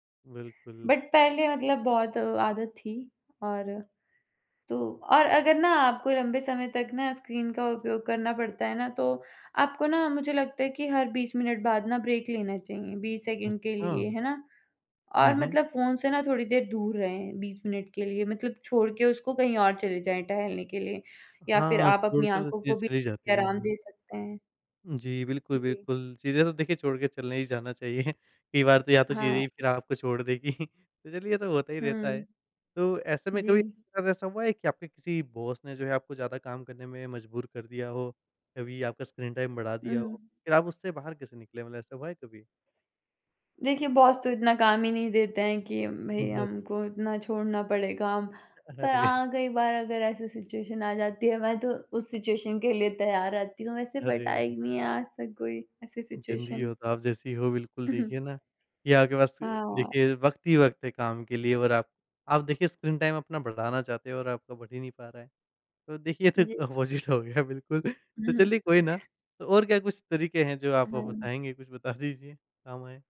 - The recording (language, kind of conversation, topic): Hindi, podcast, आप स्क्रीन समय कम करने के लिए कौन-से सरल और असरदार तरीके सुझाएंगे?
- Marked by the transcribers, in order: in English: "बट"; laughing while speaking: "चाहिए"; laughing while speaking: "देगी"; in English: "बॉस"; in English: "टाइम"; in English: "बॉस"; laughing while speaking: "अरे!"; in English: "सिचुएशन"; in English: "सिचुएशन"; in English: "बट"; in English: "सिचुएशन"; chuckle; in English: "टाइम"; laughing while speaking: "ये तो एक अपोजिट हो गया बिल्कुल"; in English: "अपोजिट"